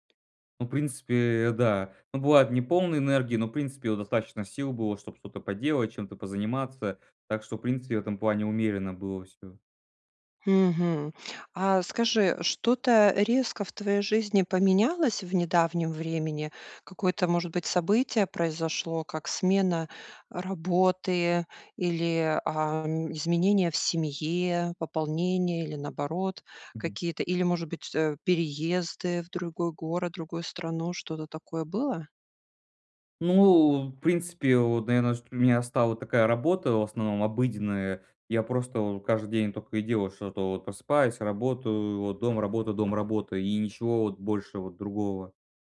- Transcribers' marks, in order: other background noise
- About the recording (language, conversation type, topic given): Russian, advice, Почему я постоянно чувствую усталость по утрам, хотя высыпаюсь?